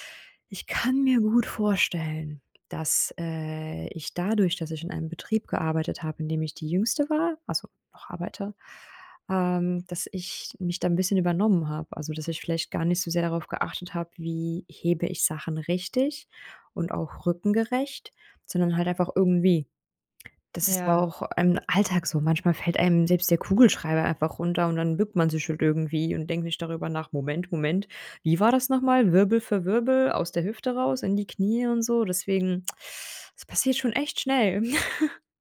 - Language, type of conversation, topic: German, advice, Wie gelingt dir der Neustart ins Training nach einer Pause wegen Krankheit oder Stress?
- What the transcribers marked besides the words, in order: chuckle